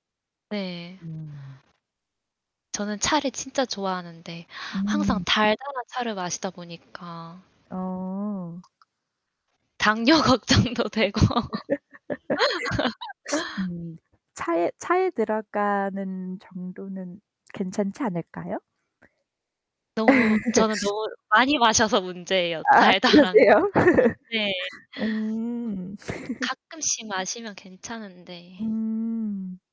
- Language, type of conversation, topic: Korean, unstructured, 커피와 차 중 어떤 음료를 더 선호하시나요?
- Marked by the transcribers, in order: static; distorted speech; other background noise; laughing while speaking: "당뇨 걱정도 되고"; laugh; laugh; laugh; laughing while speaking: "아 그러세요?"; laughing while speaking: "달달한 거"; laugh